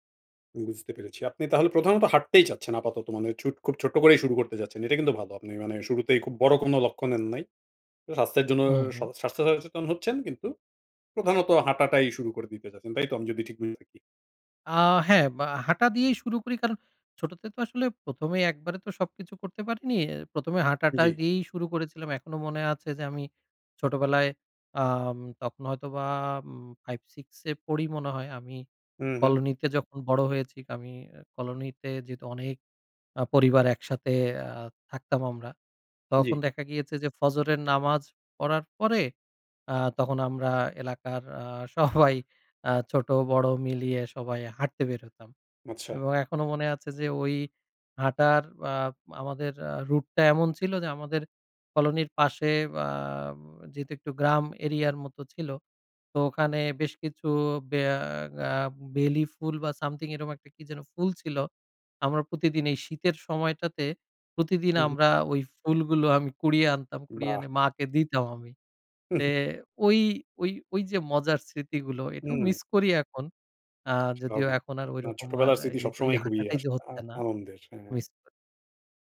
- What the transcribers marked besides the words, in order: tapping; scoff; in English: "area"; in English: "something"
- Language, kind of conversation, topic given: Bengali, advice, নিয়মিত হাঁটা বা বাইরে সময় কাটানোর কোনো রুটিন কেন নেই?